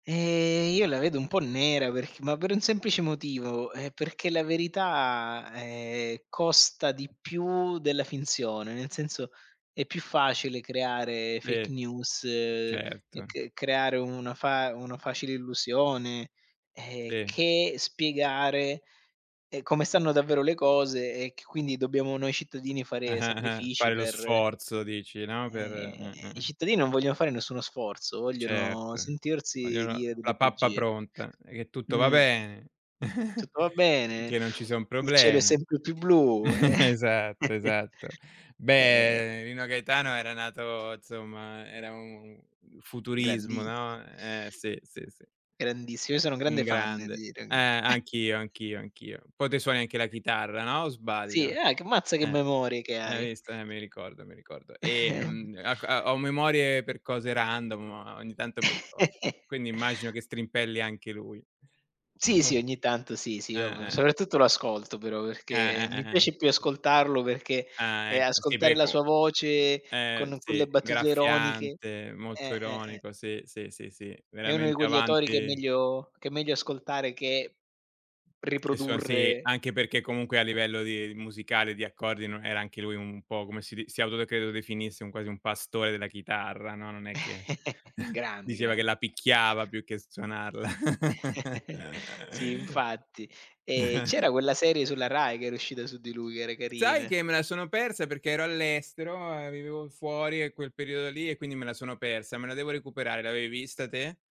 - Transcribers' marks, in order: other background noise; in English: "fake news"; chuckle; chuckle; chuckle; "insomma" said as "nzomma"; other noise; unintelligible speech; chuckle; chuckle; chuckle; tapping; chuckle; chuckle; giggle; chuckle
- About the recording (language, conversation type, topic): Italian, unstructured, Come pensi che i social media influenzino la politica?